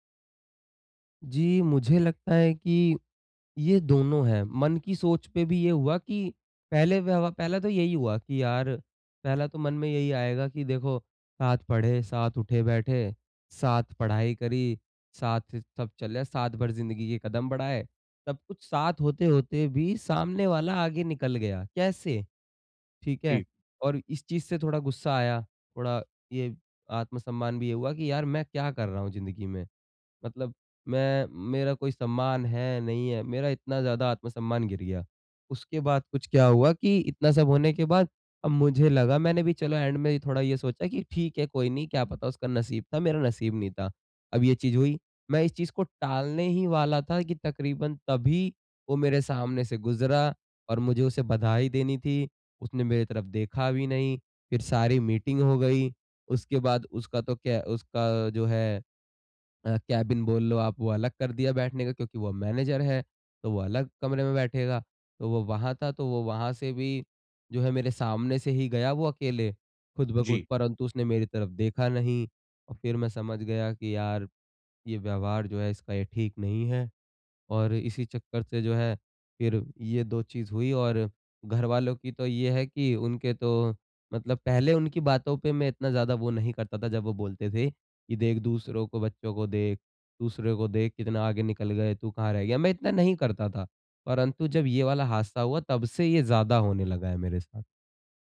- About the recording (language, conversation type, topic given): Hindi, advice, दूसरों की सफलता से मेरा आत्म-सम्मान क्यों गिरता है?
- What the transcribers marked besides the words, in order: in English: "एण्ड"; in English: "मीटिंग"; in English: "केबिन"; in English: "मैनेजर"